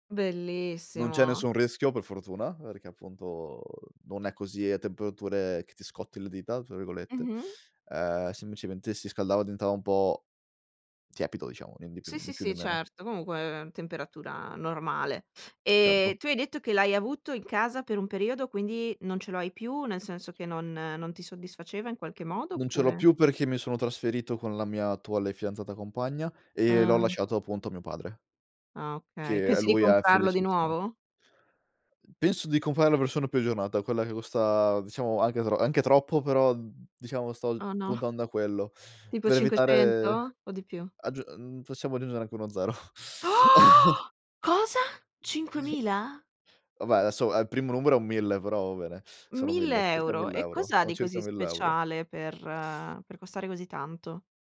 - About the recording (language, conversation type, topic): Italian, podcast, Quali tecnologie renderanno più facile la vita degli anziani?
- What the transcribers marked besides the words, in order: tapping; laughing while speaking: "no"; gasp; surprised: "Cosa? cinquemila?"; teeth sucking; chuckle; other noise